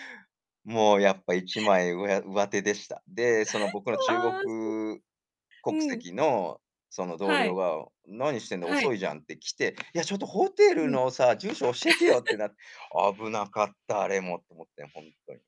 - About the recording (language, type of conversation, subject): Japanese, unstructured, 旅先で出会った人の中で、特に印象に残っている人はいますか？
- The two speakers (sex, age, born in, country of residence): female, 50-54, Japan, Japan; male, 45-49, Japan, United States
- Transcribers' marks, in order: laugh; unintelligible speech; tapping; laugh; other background noise